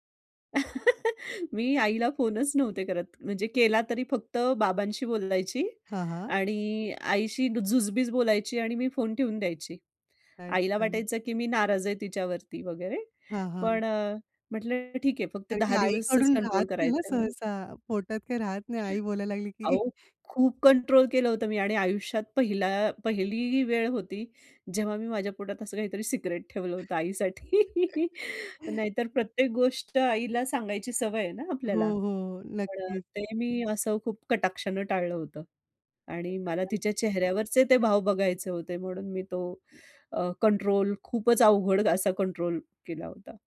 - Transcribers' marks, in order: chuckle; laughing while speaking: "सहसा. पोटात काही राहत नाही आई बोलायला लागली की"; chuckle; laugh; laugh; other background noise
- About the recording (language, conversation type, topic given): Marathi, podcast, पहिला पगार हातात आला तेव्हा तुम्हाला कसं वाटलं?